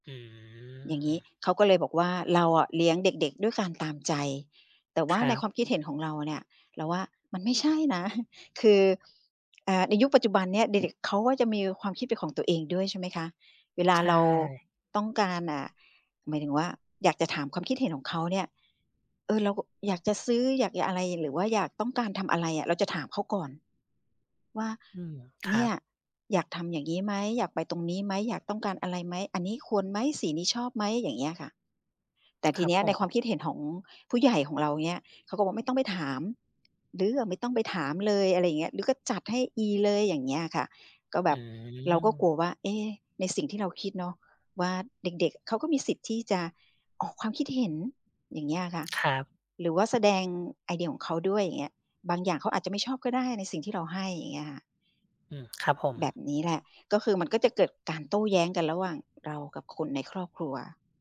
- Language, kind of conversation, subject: Thai, advice, ควรทำอย่างไรเมื่อครอบครัวใหญ่ไม่เห็นด้วยกับวิธีเลี้ยงดูลูกของเรา?
- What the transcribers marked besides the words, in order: drawn out: "อืม"; chuckle